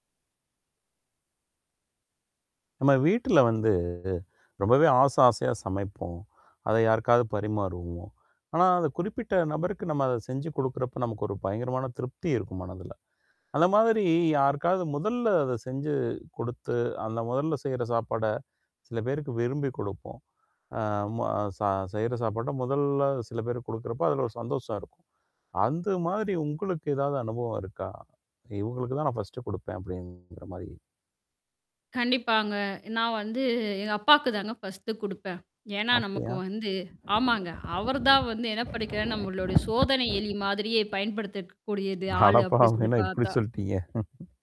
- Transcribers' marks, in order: static; other background noise; in English: "ஃபர்ஸ்ட்ட்"; distorted speech; in English: "ஃபர்ஸ்ட்டு"; chuckle
- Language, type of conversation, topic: Tamil, podcast, நீங்கள் சாப்பிடும்போது முதலில் யாருக்கு பரிமாறுவது வழக்கம்?